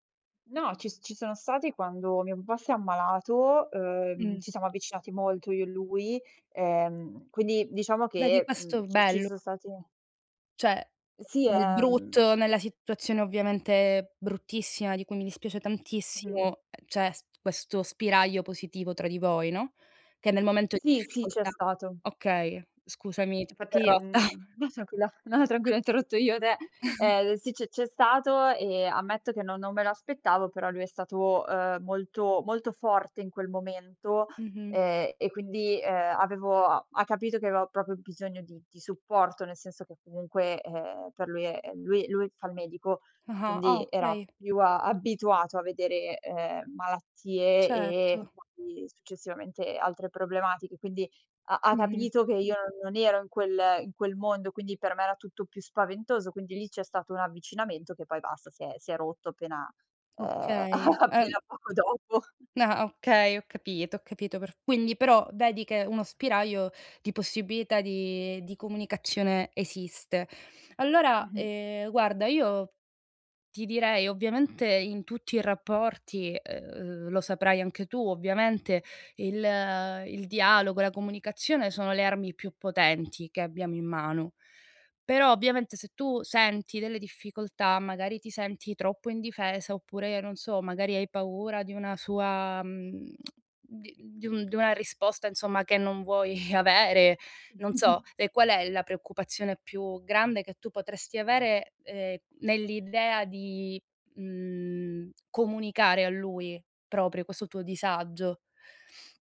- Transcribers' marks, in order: "Cioè" said as "ceh"; laughing while speaking: "interrotta"; other background noise; chuckle; laughing while speaking: "te"; "proprio" said as "propio"; tapping; laughing while speaking: "a appena poco dopo"; tsk; laughing while speaking: "vuoi"; chuckle
- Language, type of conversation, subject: Italian, advice, Perché la comunicazione in famiglia è così povera e crea continui fraintendimenti tra fratelli?